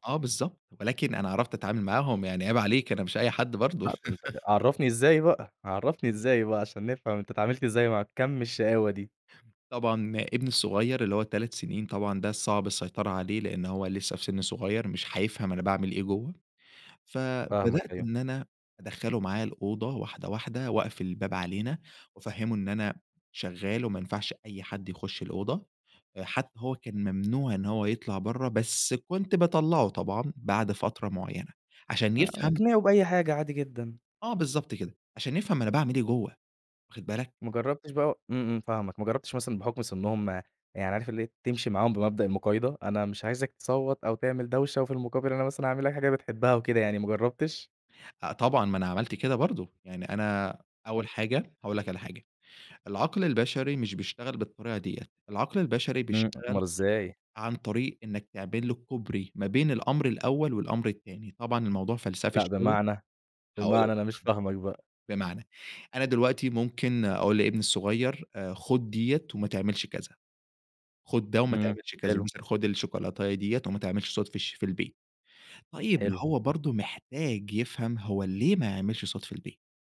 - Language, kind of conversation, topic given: Arabic, podcast, إزاي تخلي البيت مناسب للشغل والراحة مع بعض؟
- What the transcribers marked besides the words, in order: laugh; tapping; unintelligible speech; other noise